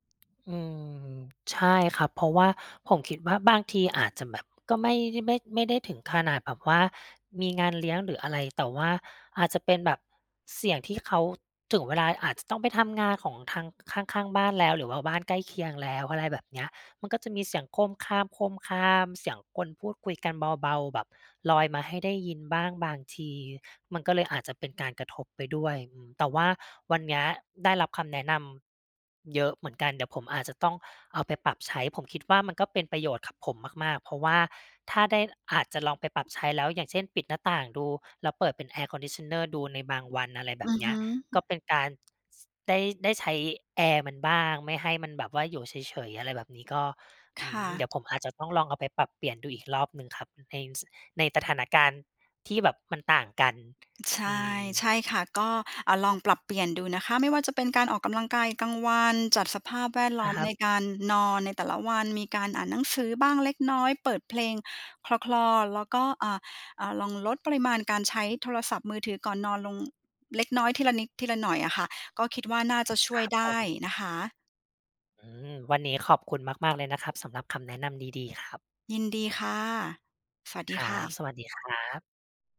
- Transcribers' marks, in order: other background noise; in English: "air conditioner"; tapping
- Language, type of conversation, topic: Thai, advice, ทำไมตื่นมาไม่สดชื่นทั้งที่นอนพอ?